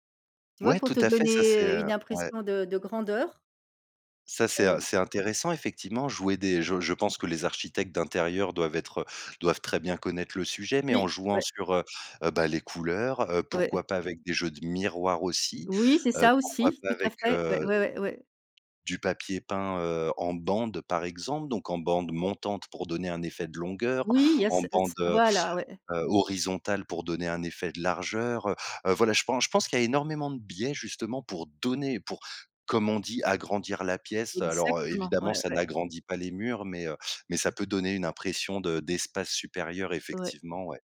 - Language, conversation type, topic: French, podcast, Comment organiser un petit logement pour gagner de la place ?
- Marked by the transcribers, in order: other background noise